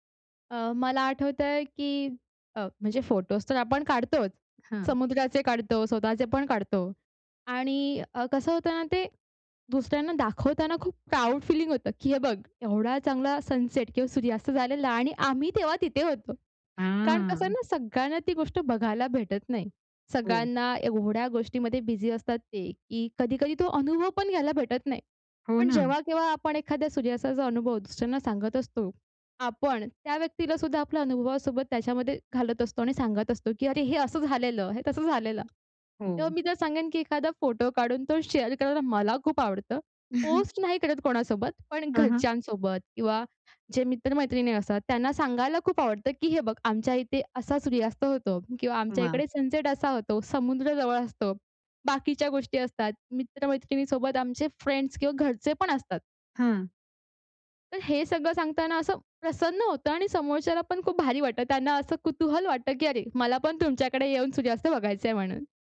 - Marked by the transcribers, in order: in English: "प्राउड फीलिंग"; in English: "सनसेट"; drawn out: "हां"; in English: "बिझी"; in English: "शेअर"; in English: "पोस्ट"; chuckle; in English: "सनसेट"; in English: "फ्रेंड्स"
- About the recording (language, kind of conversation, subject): Marathi, podcast, सूर्यास्त बघताना तुम्हाला कोणत्या भावना येतात?